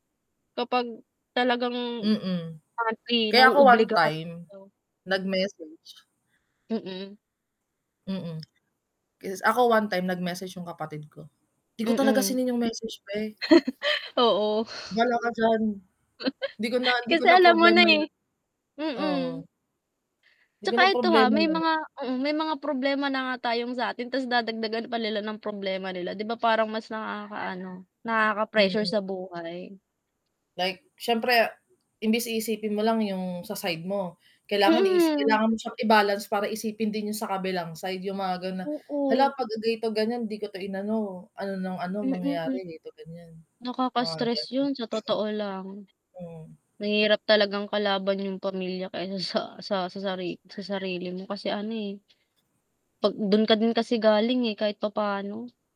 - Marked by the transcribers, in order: static; unintelligible speech; distorted speech; lip smack; chuckle; chuckle; other background noise; dog barking; tapping; hiccup
- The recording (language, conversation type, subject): Filipino, unstructured, Paano ka magpapasya sa pagitan ng pagtulong sa pamilya at pagtupad sa sarili mong pangarap?